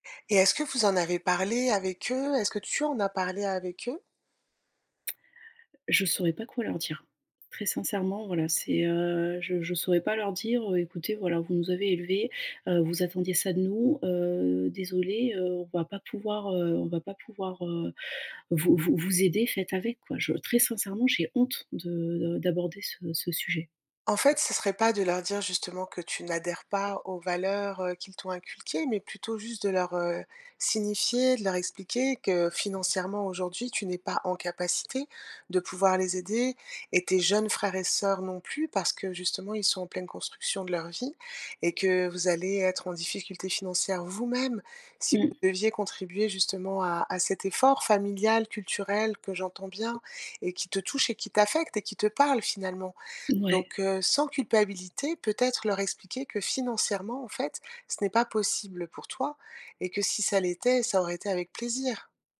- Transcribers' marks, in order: stressed: "tu"; stressed: "vous-même"; tapping
- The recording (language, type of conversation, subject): French, advice, Comment trouver un équilibre entre les traditions familiales et mon expression personnelle ?
- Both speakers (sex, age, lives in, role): female, 35-39, France, user; female, 50-54, France, advisor